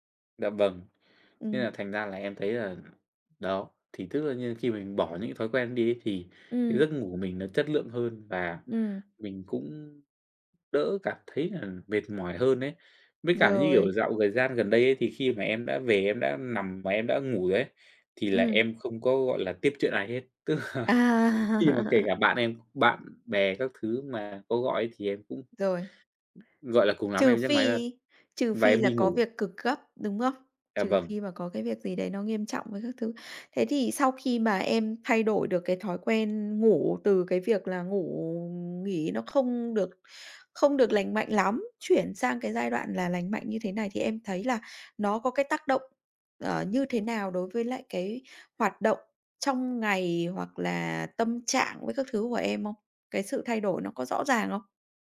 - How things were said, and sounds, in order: tapping; "thời" said as "gời"; chuckle; laughing while speaking: "Tức là"; other background noise
- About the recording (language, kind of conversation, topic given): Vietnamese, podcast, Bạn chăm sóc giấc ngủ hằng ngày như thế nào, nói thật nhé?